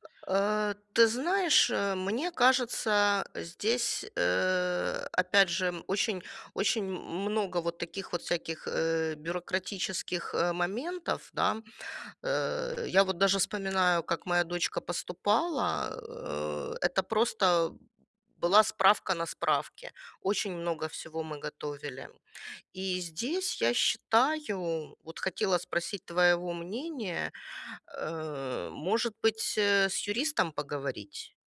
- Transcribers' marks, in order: grunt; other background noise; tapping
- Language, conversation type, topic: Russian, advice, С чего начать, чтобы разобраться с местными бюрократическими процедурами при переезде, и какие документы для этого нужны?